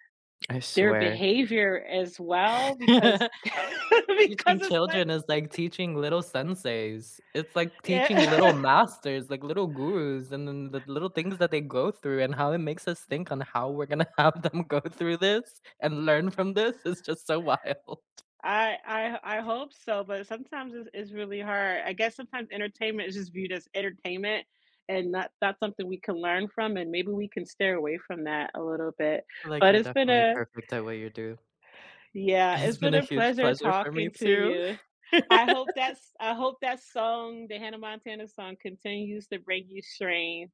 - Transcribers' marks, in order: tapping; laugh; laughing while speaking: "because it's, like"; chuckle; laughing while speaking: "Yeah"; laughing while speaking: "have them go"; laughing while speaking: "is just so wild"; laughing while speaking: "It’s"; laugh
- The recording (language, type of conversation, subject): English, unstructured, What is the most unexpected thing you have learned from a movie or a song?
- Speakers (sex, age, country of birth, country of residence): female, 25-29, United States, United States; female, 35-39, United States, United States